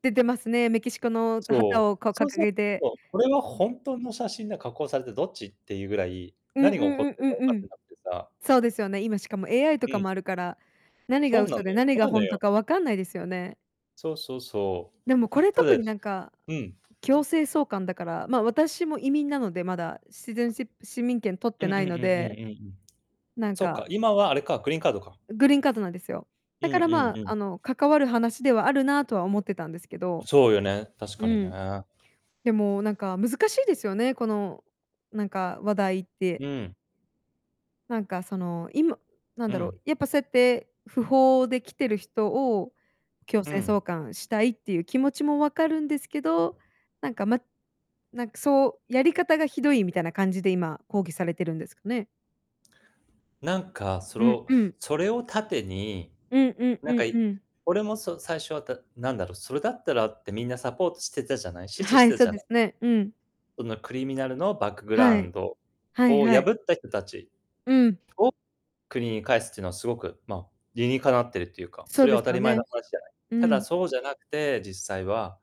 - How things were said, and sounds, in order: distorted speech; other background noise; in English: "シティズンシップ"; tapping; in English: "クリミナル"
- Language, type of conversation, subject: Japanese, unstructured, 最近のニュースで気になったことは何ですか？